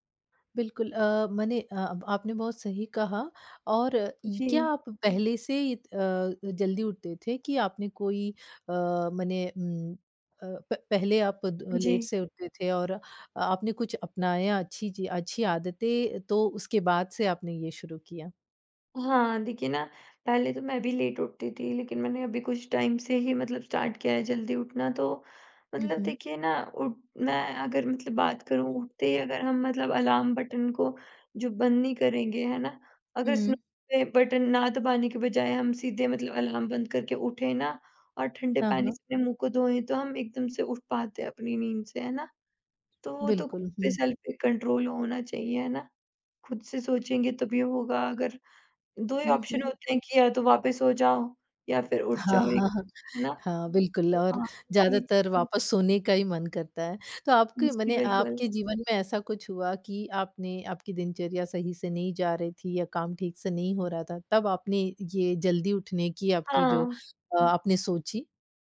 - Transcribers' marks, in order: other background noise; tapping; in English: "लेट"; in English: "लेट"; in English: "टाइम"; in English: "स्टार्ट"; unintelligible speech; in English: "सेल्फ"; in English: "कंट्रोल"; in English: "ऑप्शन"; laughing while speaking: "हाँ, हाँ, हाँ"; unintelligible speech
- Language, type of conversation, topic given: Hindi, podcast, सुबह जल्दी उठने की कोई ट्रिक बताओ?